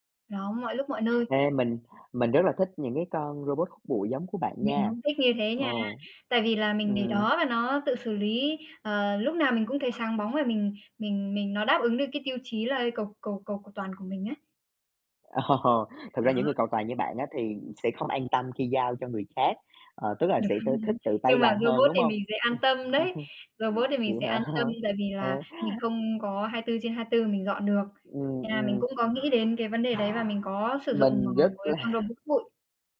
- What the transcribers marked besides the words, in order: other background noise; laughing while speaking: "Ồ!"; laughing while speaking: "Đúng"; chuckle; laughing while speaking: "hả?"; chuckle; tapping; laughing while speaking: "là"
- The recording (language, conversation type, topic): Vietnamese, unstructured, Bạn thường làm gì để giữ cho không gian sống của mình luôn gọn gàng và ngăn nắp?